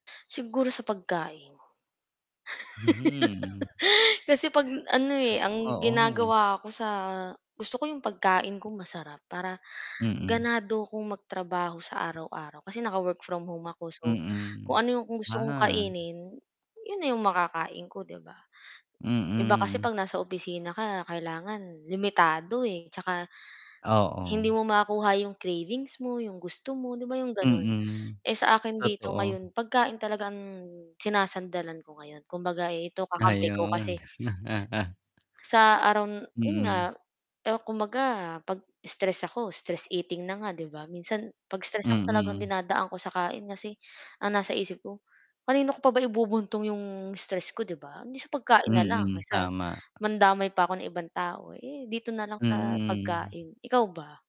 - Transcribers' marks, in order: laugh; distorted speech; static; chuckle; mechanical hum
- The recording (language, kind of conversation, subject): Filipino, unstructured, Ano ang ginagawa mo araw-araw para maging masaya?